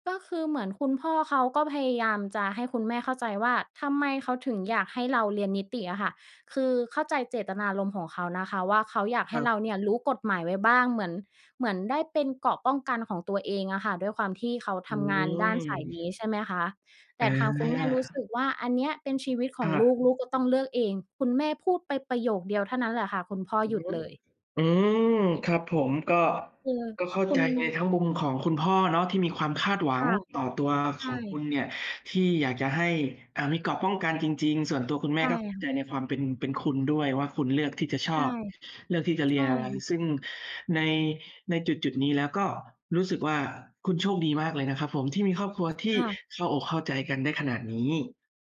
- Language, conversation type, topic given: Thai, podcast, ความคาดหวังจากพ่อแม่ส่งผลต่อชีวิตของคุณอย่างไร?
- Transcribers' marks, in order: other background noise; tapping